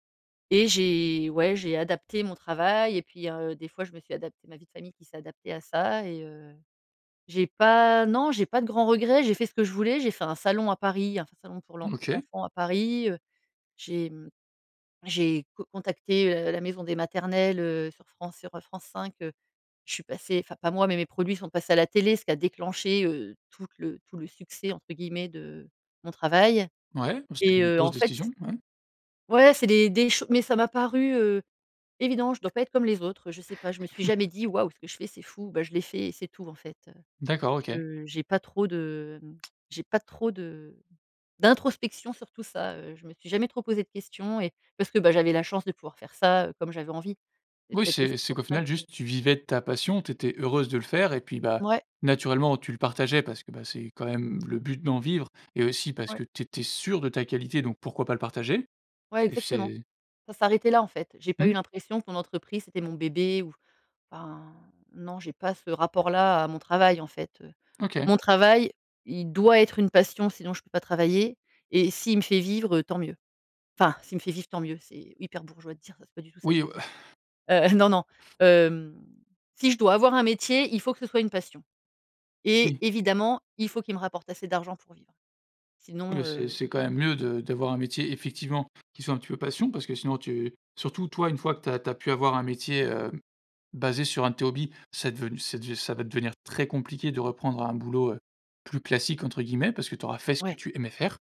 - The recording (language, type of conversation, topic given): French, podcast, Comment transformer une compétence en un travail rémunéré ?
- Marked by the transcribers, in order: drawn out: "j'ai"; other background noise; stressed: "ouais"; tapping; chuckle; drawn out: "de"; lip smack; stressed: "d'introspection"; stressed: "sûre"; drawn out: "ben"; exhale; stressed: "très"; stressed: "fait"